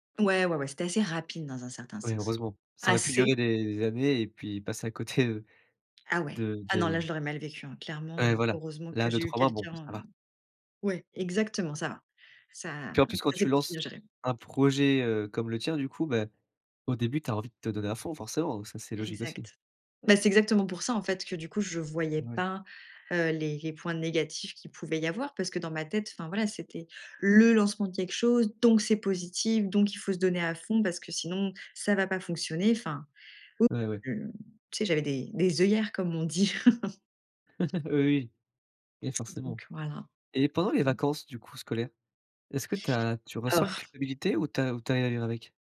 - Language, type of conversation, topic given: French, podcast, Qu’est-ce qui fonctionne pour garder un bon équilibre entre le travail et la vie de famille ?
- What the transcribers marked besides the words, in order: stressed: "le"; chuckle